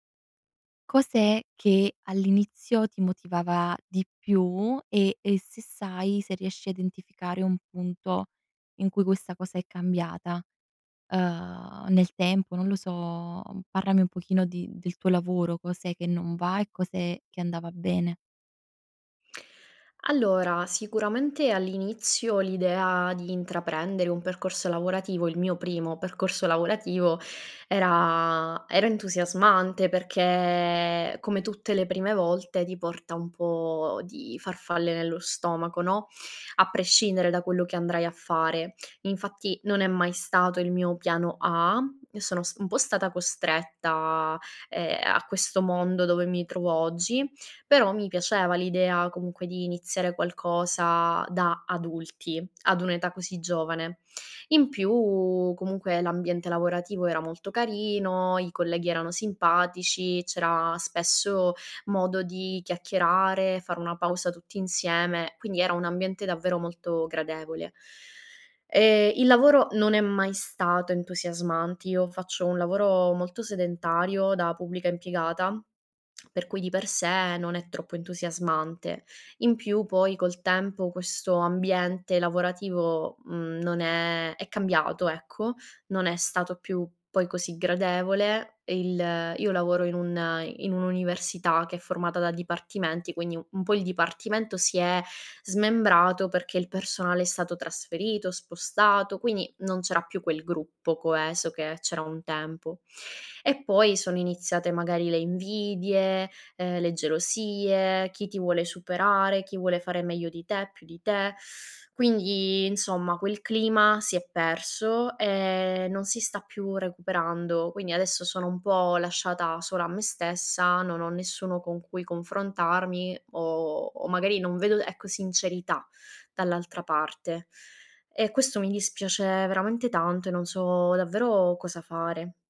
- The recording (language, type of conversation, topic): Italian, advice, Come posso capire perché mi sento bloccato nella carriera e senza un senso personale?
- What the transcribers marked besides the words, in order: none